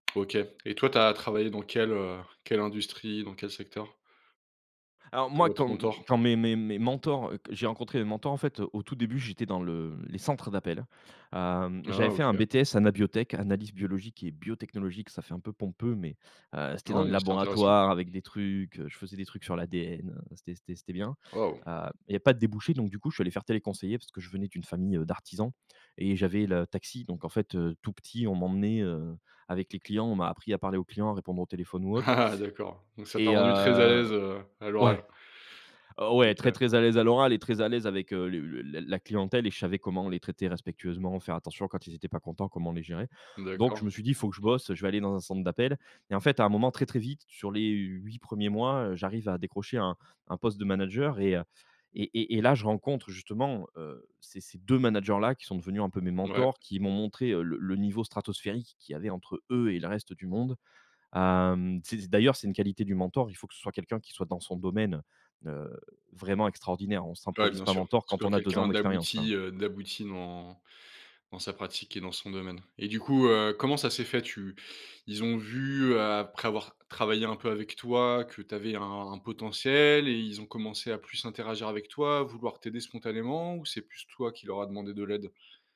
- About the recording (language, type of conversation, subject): French, podcast, Quelle qualité recherches-tu chez un bon mentor ?
- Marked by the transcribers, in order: tapping; stressed: "deux"